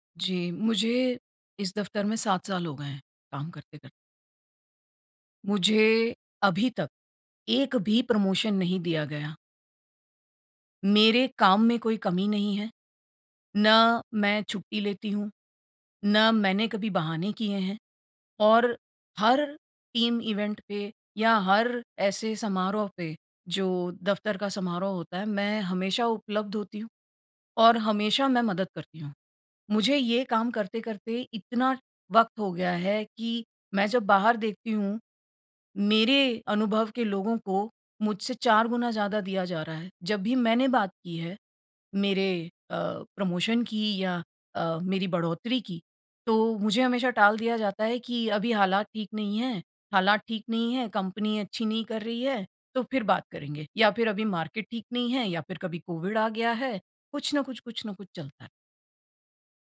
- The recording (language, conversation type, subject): Hindi, advice, बॉस से तनख्वाह या पदोन्नति पर बात कैसे करें?
- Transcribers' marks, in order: in English: "प्रमोशन"; in English: "टीम इवेंट"; in English: "प्रमोशन"